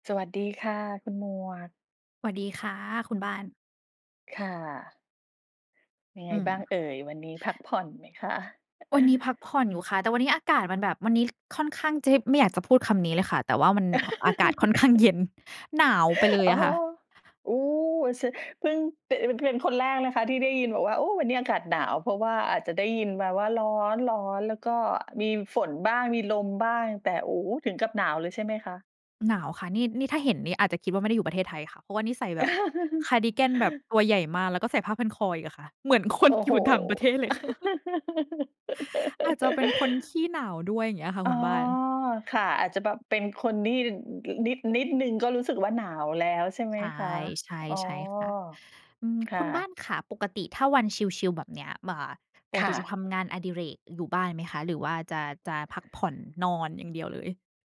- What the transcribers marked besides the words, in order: other background noise; chuckle; laugh; laughing while speaking: "เย็น"; chuckle; laughing while speaking: "อยู่ต่างประเทศเลยค่ะ"; chuckle; laugh; tapping
- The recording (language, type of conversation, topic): Thai, unstructured, คุณคิดว่างานอดิเรกช่วยสร้างความสัมพันธ์กับคนอื่นได้อย่างไร?